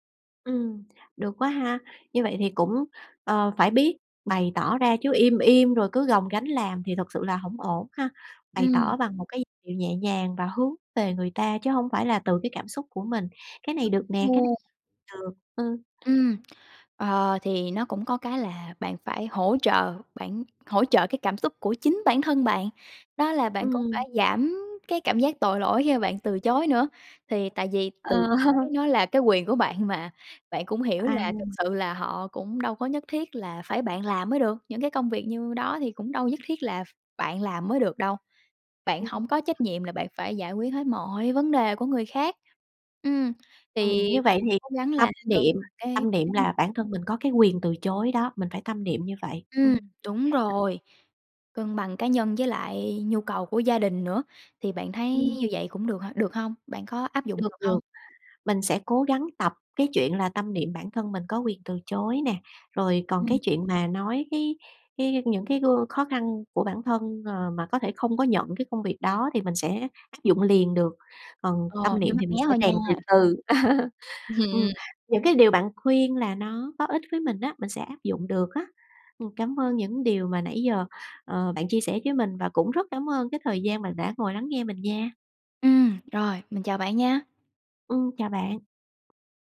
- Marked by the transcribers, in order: tapping; other background noise; laughing while speaking: "Ờ"; laughing while speaking: "bạn mà"; laugh; laughing while speaking: "Hừm"
- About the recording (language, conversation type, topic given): Vietnamese, advice, Làm thế nào để nói “không” khi người thân luôn mong tôi đồng ý mọi việc?
- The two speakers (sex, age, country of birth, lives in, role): female, 40-44, Vietnam, Vietnam, user; female, 50-54, Vietnam, Vietnam, advisor